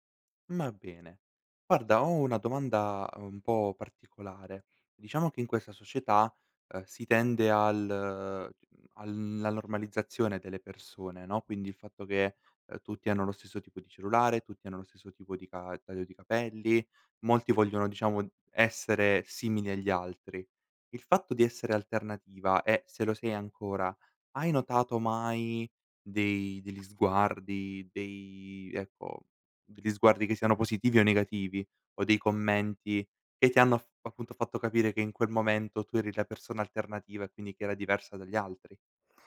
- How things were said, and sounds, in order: unintelligible speech
- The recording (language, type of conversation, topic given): Italian, podcast, Come è cambiato il tuo modo di vestirti nel tempo?